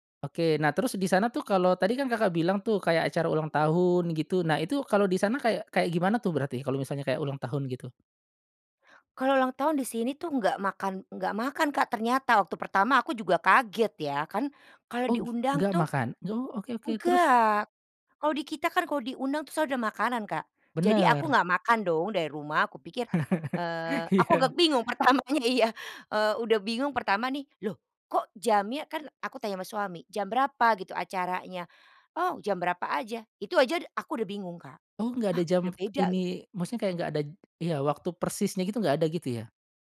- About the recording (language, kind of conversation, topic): Indonesian, podcast, Bisakah kamu menceritakan momen saat berbagi makanan dengan penduduk setempat?
- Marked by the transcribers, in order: chuckle; laughing while speaking: "Iya"; laughing while speaking: "pertamanya"; other background noise